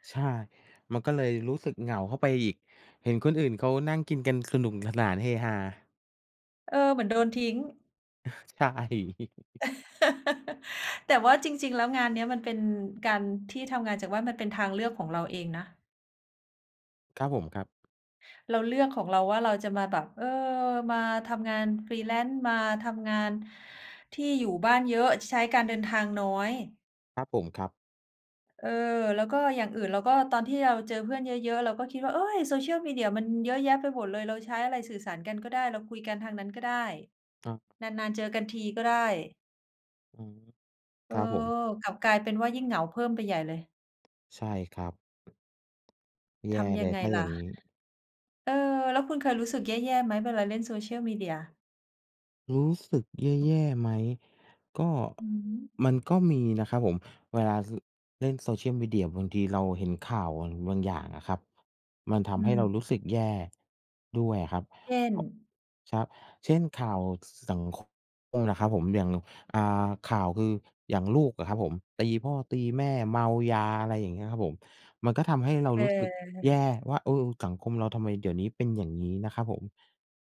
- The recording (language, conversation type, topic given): Thai, unstructured, คุณเคยรู้สึกเหงาหรือเศร้าจากการใช้โซเชียลมีเดียไหม?
- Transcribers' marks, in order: other background noise; laughing while speaking: "ใช่"; chuckle; tapping